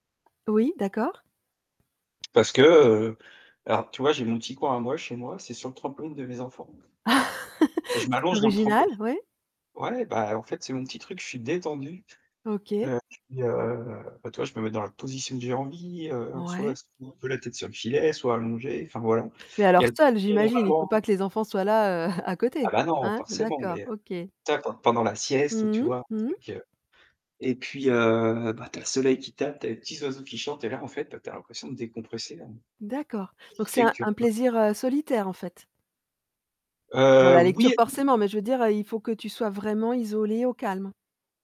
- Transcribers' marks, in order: static; tapping; laugh; distorted speech; unintelligible speech; unintelligible speech; chuckle; stressed: "oui"
- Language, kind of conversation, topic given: French, podcast, Qu’est-ce qui fait, selon toi, qu’un bon livre est du temps bien dépensé ?